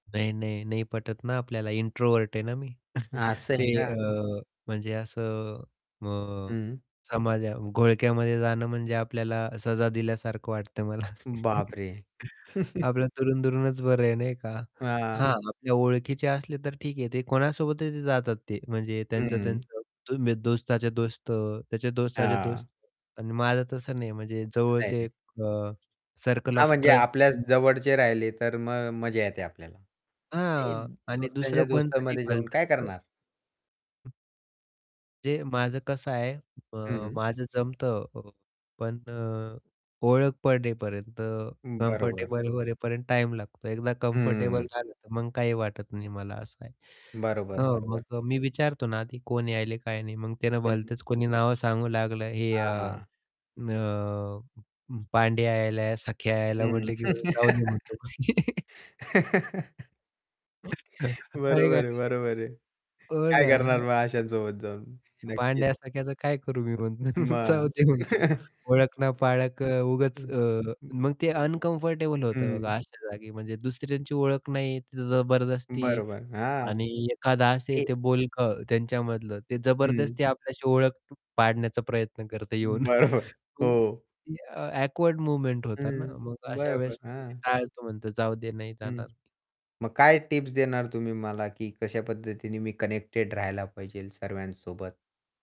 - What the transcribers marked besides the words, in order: static; in English: "इंट्रोव्हर्ट"; chuckle; tapping; laugh; chuckle; unintelligible speech; distorted speech; in English: "सर्कल ऑफ ट्रस्ट"; unintelligible speech; other background noise; in English: "कम्फर्टेबल"; in English: "कम्फर्टेबल"; laugh; laughing while speaking: "बरोबर आहे, बरोबर आहे"; chuckle; laughing while speaking: "हो ना"; unintelligible speech; chuckle; laughing while speaking: "जाऊ दे म्हणतो"; chuckle; unintelligible speech; in English: "अनकम्फर्टेबल"; laughing while speaking: "बरोबर"; chuckle; in English: "ऑकवर्ड मोमेंट्स"; in English: "कनेक्टेड"; "पाहिजे" said as "पाहिजेल"; "सर्वांसोबत" said as "सर्व्यांसोबत"
- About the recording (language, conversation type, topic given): Marathi, podcast, दैनंदिन जीवनात सतत जोडून राहण्याचा दबाव तुम्ही कसा हाताळता?